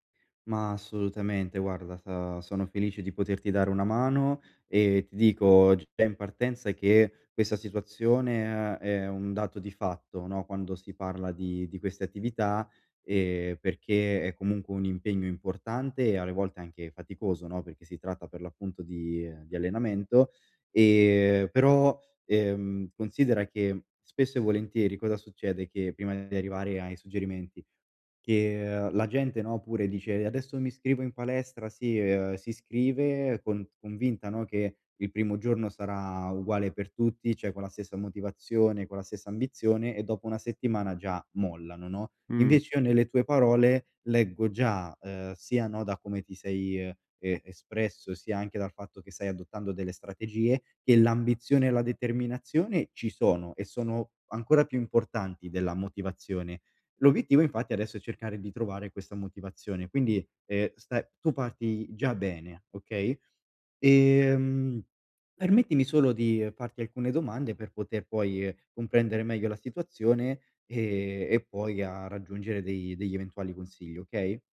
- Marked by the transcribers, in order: "cioè" said as "ceh"; laughing while speaking: "e"
- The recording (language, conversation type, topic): Italian, advice, Come posso mantenere la motivazione per esercitarmi regolarmente e migliorare le mie abilità creative?
- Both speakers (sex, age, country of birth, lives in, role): male, 25-29, Italy, Italy, advisor; male, 30-34, Italy, Italy, user